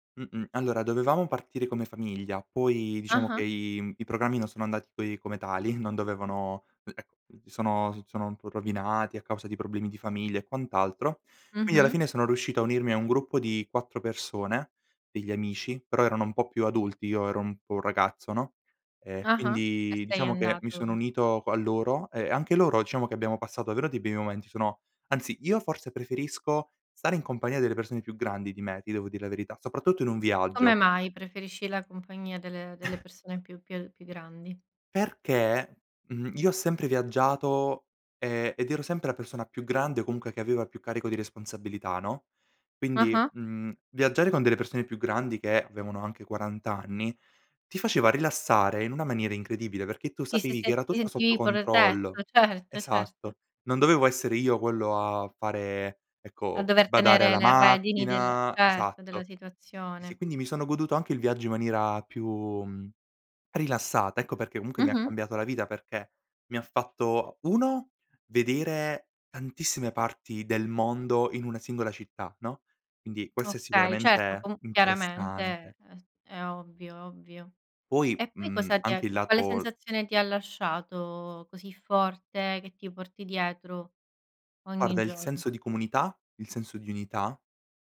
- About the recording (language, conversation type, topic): Italian, podcast, Qual è stato un viaggio che ti ha cambiato la vita?
- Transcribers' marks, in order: laughing while speaking: "tali"; chuckle; laughing while speaking: "certo"